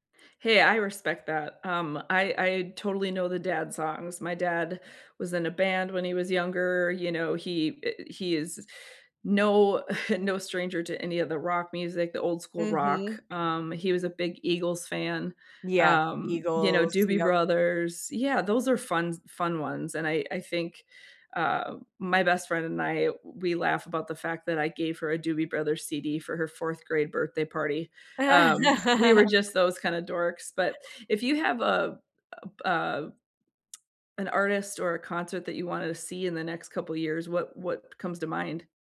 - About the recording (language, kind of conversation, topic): English, unstructured, What kind of music makes you feel happiest?
- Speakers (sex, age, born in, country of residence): female, 30-34, United States, United States; female, 40-44, United States, United States
- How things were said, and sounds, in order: chuckle; laugh